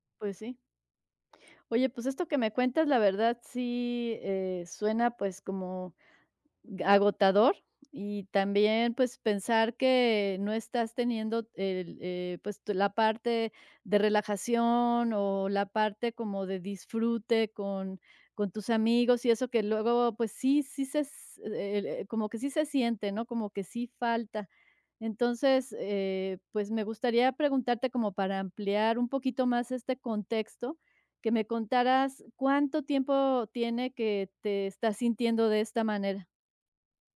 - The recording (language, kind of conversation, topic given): Spanish, advice, ¿Por qué no tengo energía para actividades que antes disfrutaba?
- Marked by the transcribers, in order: other noise